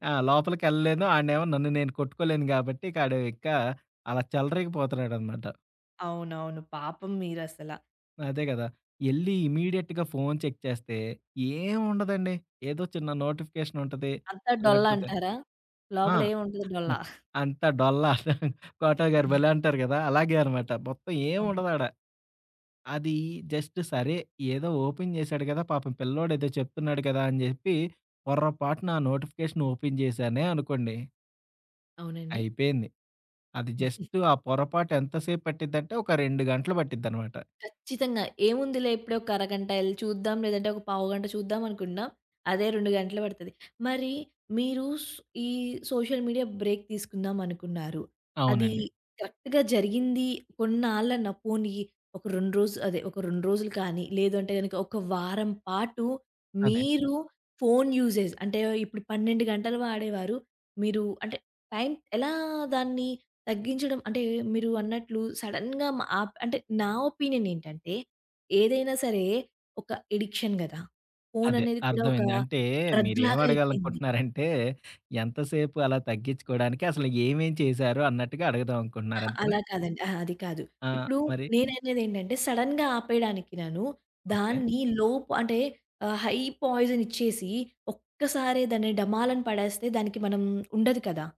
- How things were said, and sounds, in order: in English: "ఇమీ‌డియేట్‌గా"; in English: "చెక్"; in English: "నోటిఫికేషన్"; giggle; chuckle; other background noise; in English: "జస్ట్"; in English: "ఓపెన్"; in English: "నోటిఫికేషన్ ఓపెన్"; in English: "జస్ట్"; giggle; in English: "సోషల్ మీడియా బ్రేక్"; in English: "కరెక్ట్‌గా"; in English: "యూజేజ్"; in English: "సడెన్‌గా"; in English: "ఒపీనియన్"; in English: "ఎడిక్షన్"; in English: "డ్రగ్"; in English: "సడెన్‌గా"; in English: "హై పాయిజన్"
- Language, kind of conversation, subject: Telugu, podcast, స్మార్ట్‌ఫోన్ లేదా సామాజిక మాధ్యమాల నుంచి కొంత విరామం తీసుకోవడం గురించి మీరు ఎలా భావిస్తారు?